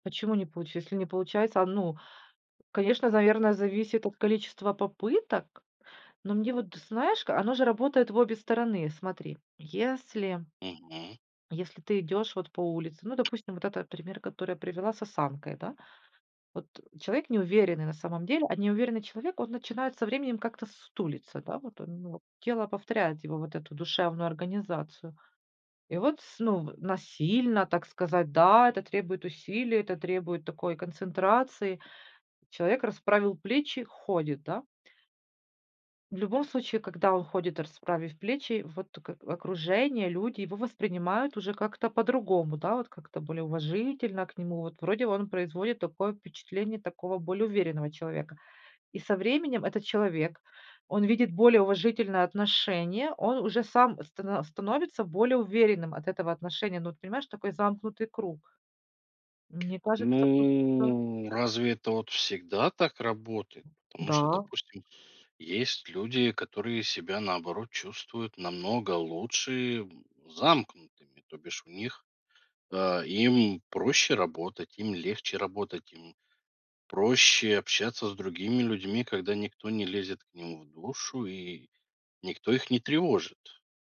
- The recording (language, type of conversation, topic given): Russian, podcast, Какие мелочи помогают почувствовать себя другим человеком?
- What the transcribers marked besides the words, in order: tapping; drawn out: "Ну"